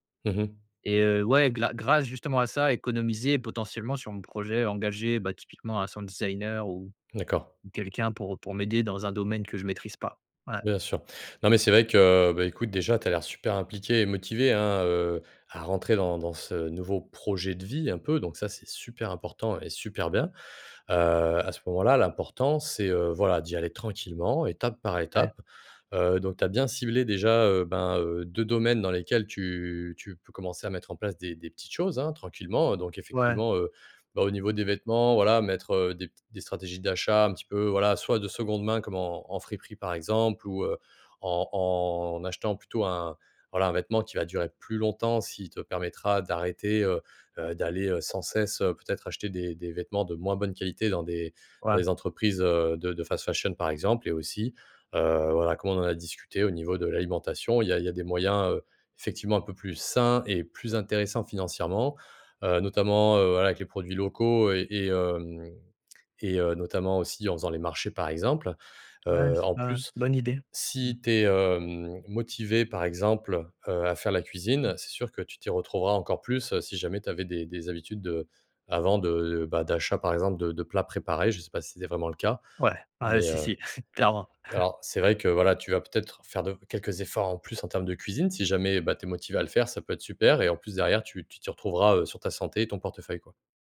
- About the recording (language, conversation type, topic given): French, advice, Comment adopter le minimalisme sans avoir peur de manquer ?
- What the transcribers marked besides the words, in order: in English: "sound designer"; other background noise; stressed: "sains"; chuckle